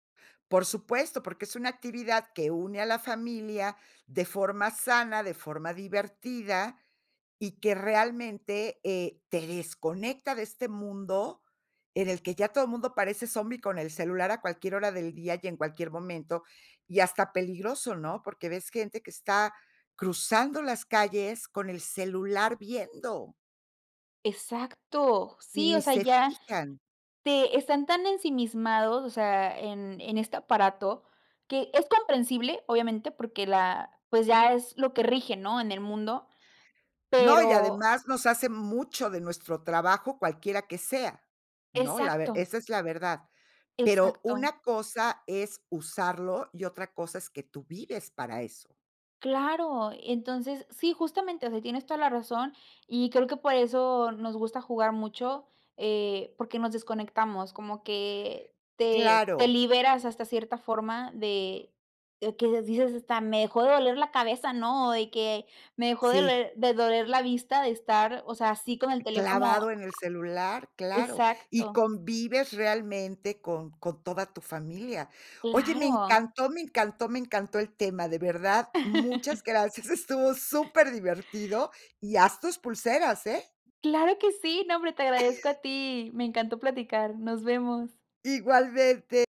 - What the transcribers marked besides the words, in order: tapping; laugh; laughing while speaking: "estuvo superdivertido"; chuckle
- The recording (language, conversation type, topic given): Spanish, podcast, ¿Qué actividad conecta a varias generaciones en tu casa?